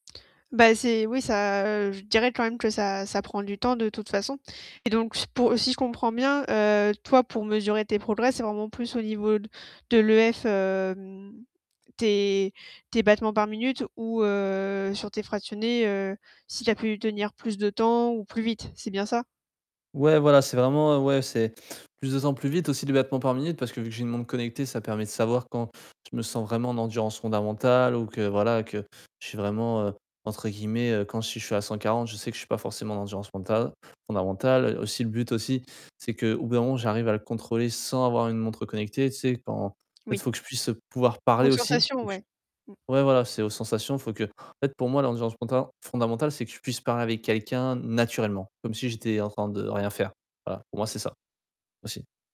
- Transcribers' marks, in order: distorted speech
- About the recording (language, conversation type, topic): French, advice, Que puis-je faire si je m’entraîne régulièrement mais que je ne constate plus d’amélioration ?